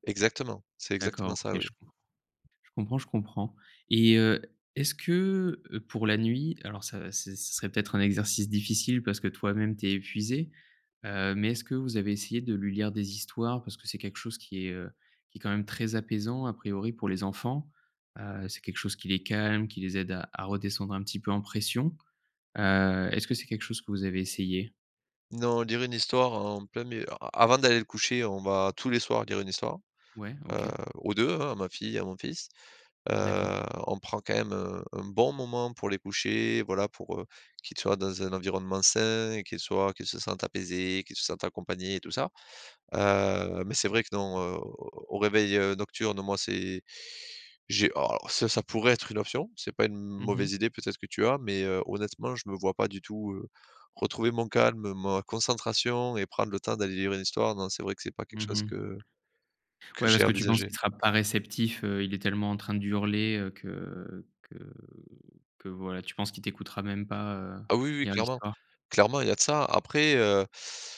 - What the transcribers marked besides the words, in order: other background noise; tapping
- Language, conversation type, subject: French, advice, Comment puis-je réduire la fatigue mentale et le manque d’énergie pour rester concentré longtemps ?